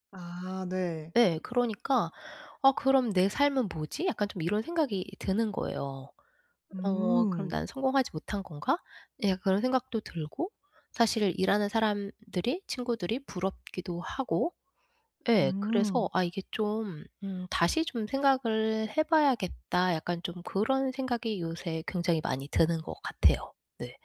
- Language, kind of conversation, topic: Korean, advice, 내 삶에 맞게 성공의 기준을 어떻게 재정의할 수 있을까요?
- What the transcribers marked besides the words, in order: none